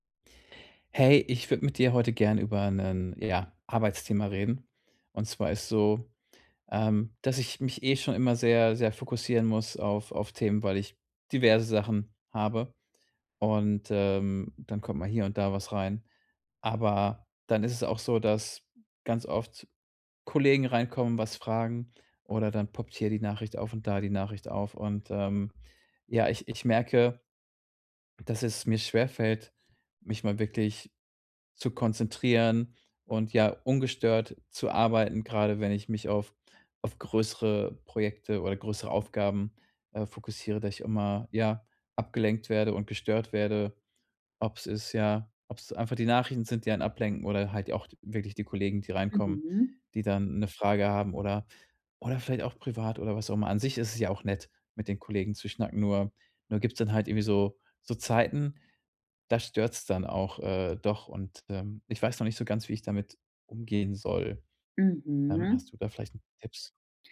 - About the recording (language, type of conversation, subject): German, advice, Wie setze ich klare Grenzen, damit ich regelmäßige, ungestörte Arbeitszeiten einhalten kann?
- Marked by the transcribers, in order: other background noise